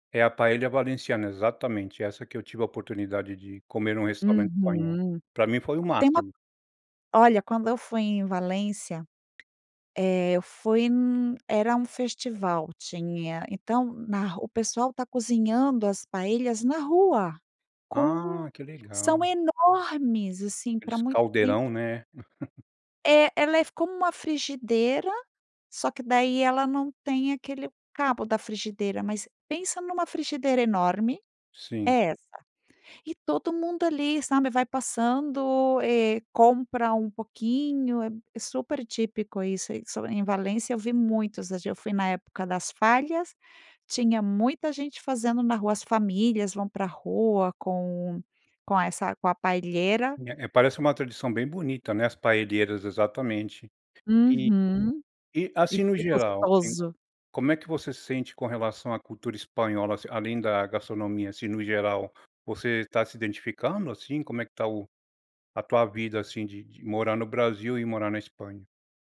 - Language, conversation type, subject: Portuguese, podcast, Como a comida influenciou sua adaptação cultural?
- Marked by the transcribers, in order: tapping; laugh; unintelligible speech; unintelligible speech; put-on voice: "Fallas"; in Spanish: "paellera"; in Spanish: "paelleras"